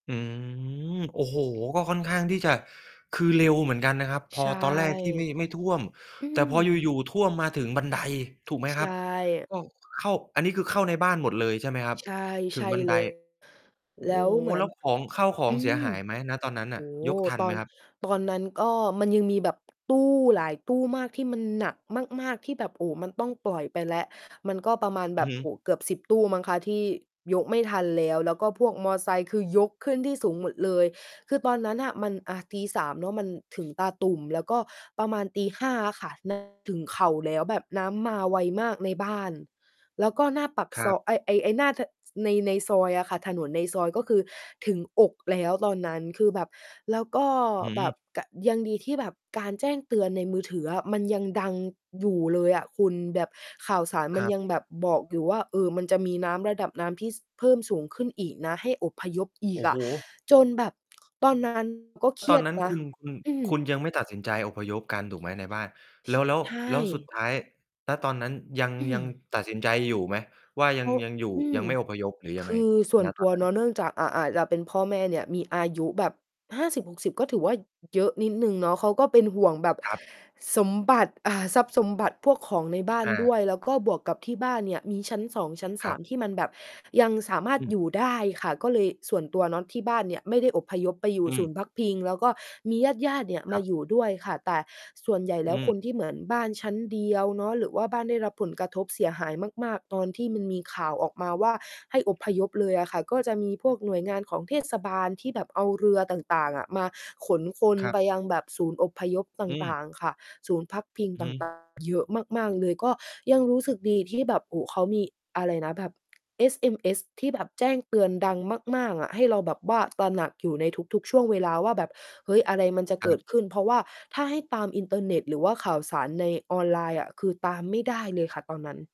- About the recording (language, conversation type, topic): Thai, podcast, คุณจัดการกับข่าวสารจำนวนมากในแต่ละวันอย่างไร?
- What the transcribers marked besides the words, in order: distorted speech; tapping; other background noise; mechanical hum